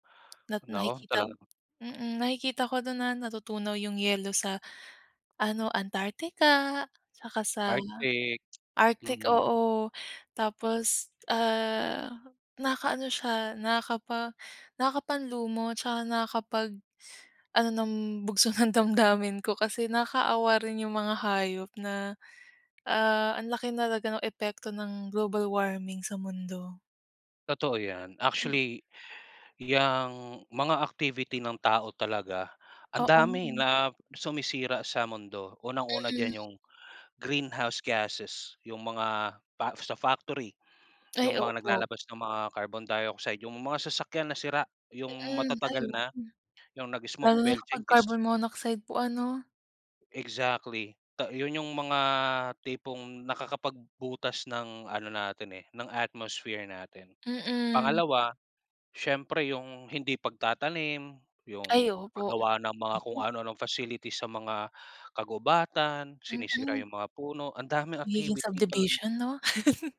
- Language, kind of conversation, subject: Filipino, unstructured, Ano ang masasabi mo tungkol sa epekto ng pag-init ng daigdig sa mundo?
- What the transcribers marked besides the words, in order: tapping; other background noise; other noise; laugh